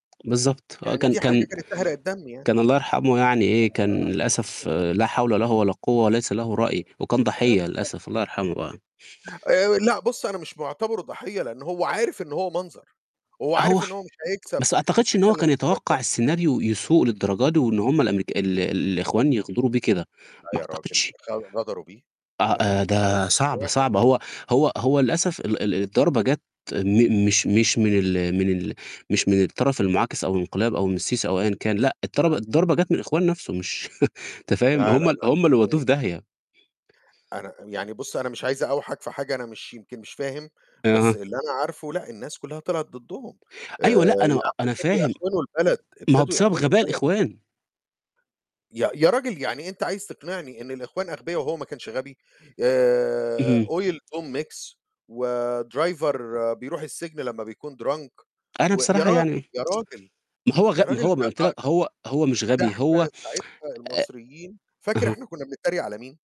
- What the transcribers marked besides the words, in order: static; unintelligible speech; other noise; unintelligible speech; unintelligible speech; unintelligible speech; chuckle; tapping; in English: "oil to mix وdriver"; in English: "drunk"; unintelligible speech; tsk
- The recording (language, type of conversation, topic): Arabic, unstructured, إزاي بتعبّر عن نفسك لما بتكون مبسوط؟